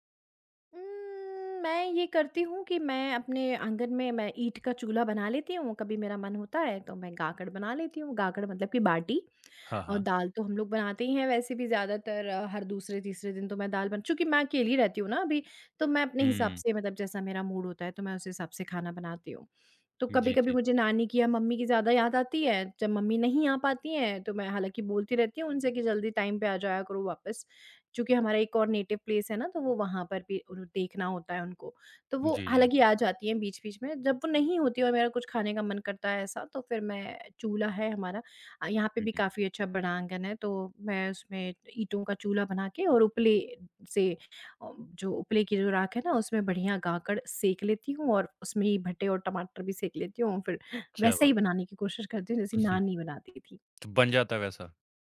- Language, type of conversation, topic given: Hindi, podcast, आपको किन घरेलू खुशबुओं से बचपन की यादें ताज़ा हो जाती हैं?
- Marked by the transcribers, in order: drawn out: "उम"; tapping; in English: "मूड"; in English: "टाइम"; in English: "नेटिव प्लेस"; other background noise